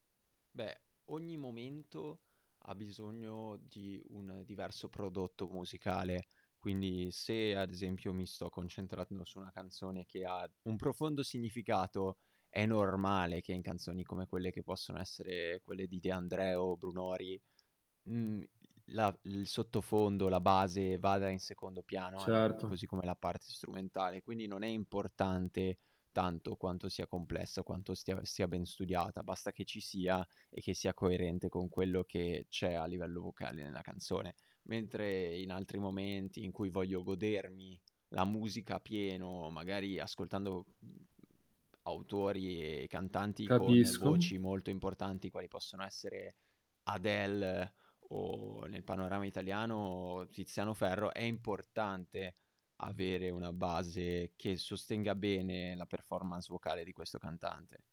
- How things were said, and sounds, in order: distorted speech; stressed: "normale"; tapping; static; other background noise; in English: "performance"
- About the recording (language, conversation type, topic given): Italian, podcast, Come cambia il tuo umore con la musica?